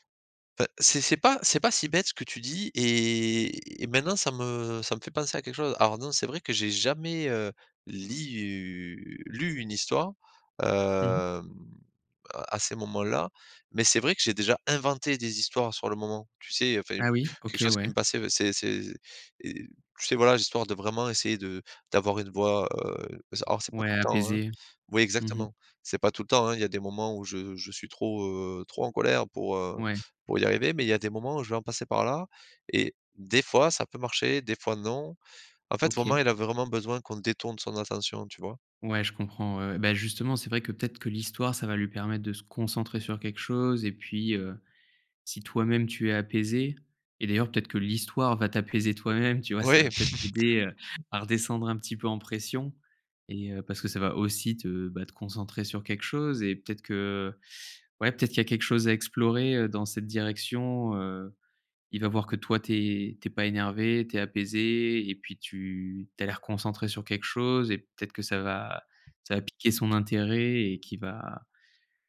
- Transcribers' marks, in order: other background noise; tapping; chuckle
- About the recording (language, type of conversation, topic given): French, advice, Comment puis-je réduire la fatigue mentale et le manque d’énergie pour rester concentré longtemps ?